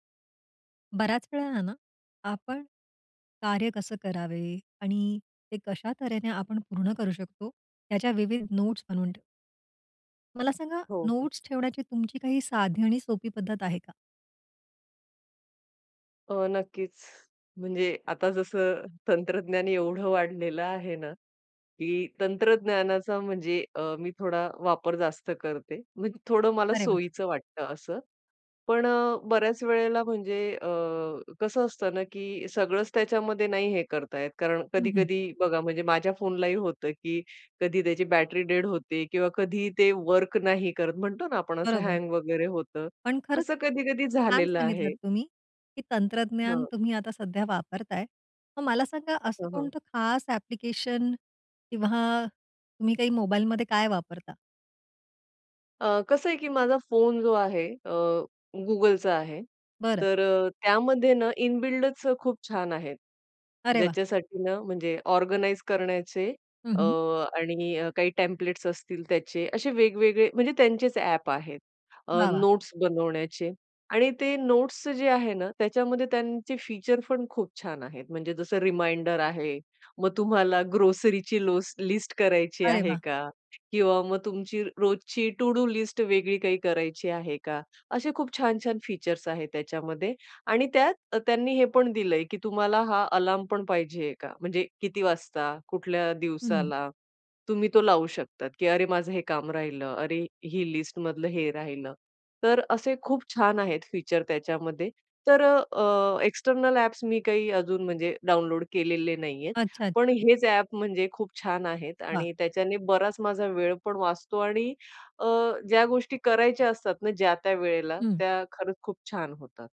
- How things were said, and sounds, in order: in English: "नोट्स"; in English: "नोट्स"; teeth sucking; in English: "डेड"; in English: "वर्क"; in English: "हँग"; in English: "ॲप्लीकेशन"; in English: "इनबिल्डच"; in English: "ऑर्गनाइज"; in English: "टेम्प्लेट्स"; in English: "नोट्स"; in English: "नोट्स"; in English: "फीचर"; in English: "रिमाइंडर"; in English: "ग्रोसरीची लोस लिस्ट"; in English: "टू-डू लिस्ट"; in English: "फीचर्स"; in English: "अलार्म"; in English: "लिस्टमधलं"; tapping; in English: "फीचर"; in English: "एक्स्टर्नल"; other background noise
- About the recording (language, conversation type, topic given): Marathi, podcast, नोट्स ठेवण्याची तुमची सोपी पद्धत काय?